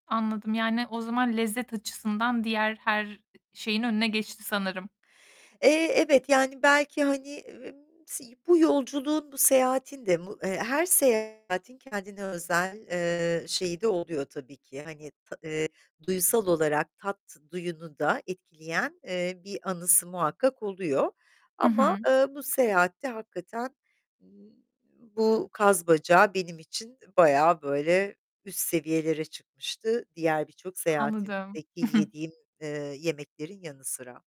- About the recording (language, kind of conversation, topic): Turkish, podcast, Yolculuklarda tattığın ve unutamadığın lezzet hangisiydi?
- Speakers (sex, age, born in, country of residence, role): female, 25-29, Turkey, Estonia, host; female, 50-54, Turkey, Italy, guest
- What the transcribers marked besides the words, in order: other background noise; unintelligible speech; distorted speech; other noise; chuckle